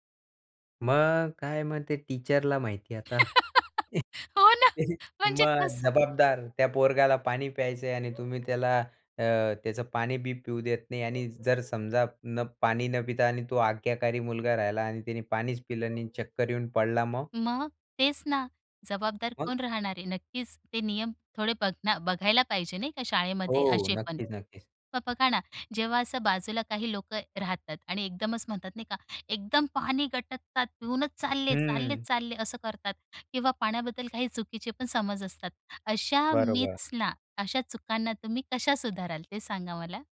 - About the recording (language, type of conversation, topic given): Marathi, podcast, पाणी पिण्याची सवय चांगली कशी ठेवायची?
- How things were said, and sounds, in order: in English: "टीचरला"; laugh; laughing while speaking: "हो ना, म्हणजे कसं?"; chuckle; in English: "मिथ्सना"